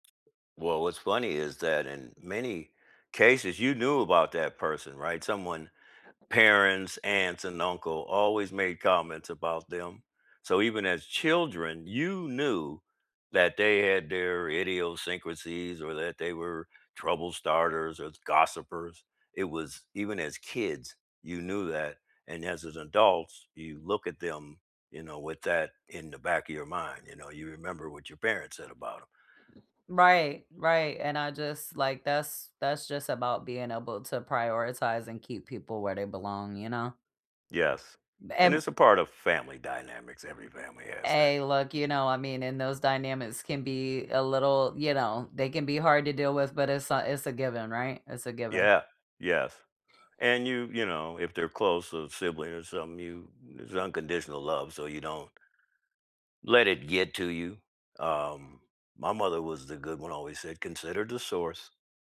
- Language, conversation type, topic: English, unstructured, Have you ever shared a story about someone who passed away that made you smile?
- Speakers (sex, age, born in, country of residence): female, 35-39, United States, United States; male, 65-69, United States, United States
- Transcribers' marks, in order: other background noise; "Hey" said as "ay"